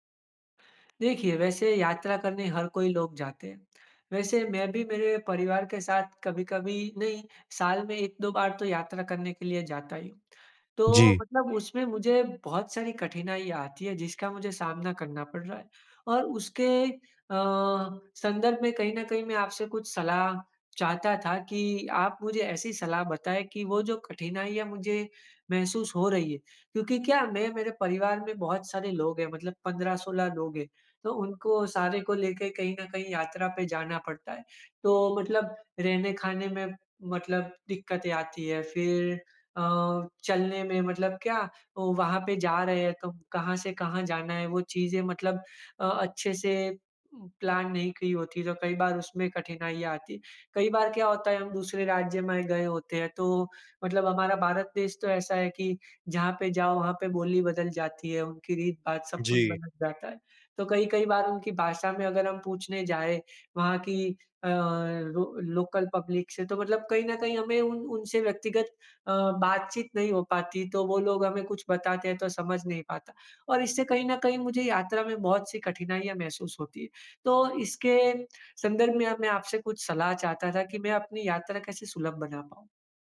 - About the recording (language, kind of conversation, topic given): Hindi, advice, यात्रा की योजना बनाना कहाँ से शुरू करूँ?
- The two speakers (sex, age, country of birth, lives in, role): male, 25-29, India, India, advisor; male, 25-29, India, India, user
- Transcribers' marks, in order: "उसमें" said as "मुशमें"; in English: "प्लान"; in English: "लो लोकल"